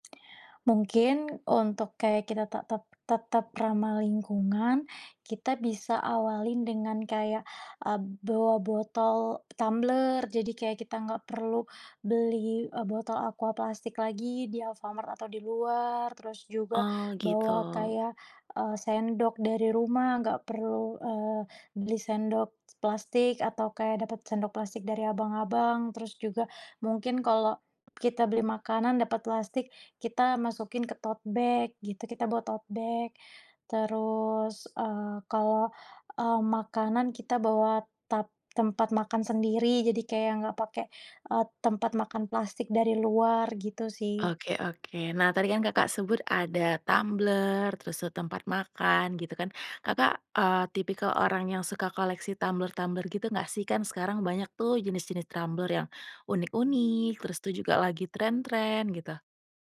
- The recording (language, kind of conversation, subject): Indonesian, podcast, Apa tipsmu supaya tetap ramah lingkungan saat beraktivitas di alam terbuka?
- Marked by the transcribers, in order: tapping; other background noise; in English: "tote bag"; in English: "tote bag"